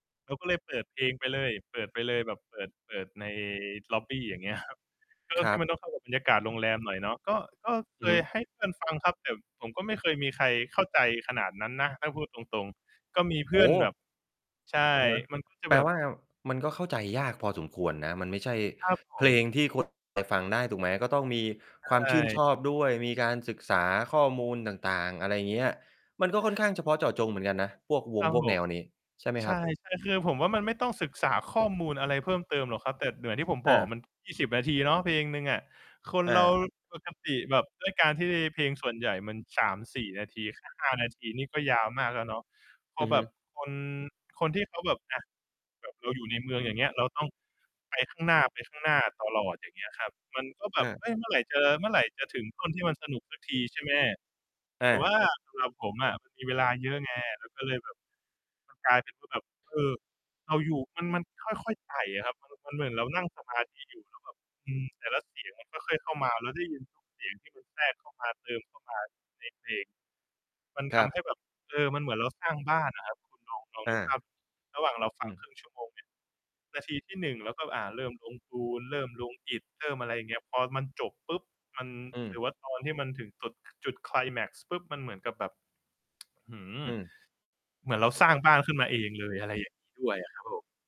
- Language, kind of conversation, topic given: Thai, podcast, มีเหตุการณ์อะไรที่ทำให้คุณเริ่มชอบแนวเพลงใหม่ไหม?
- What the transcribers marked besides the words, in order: distorted speech; laughing while speaking: "ครับ"; surprised: "โอ้โฮ !"; unintelligible speech; other background noise; tsk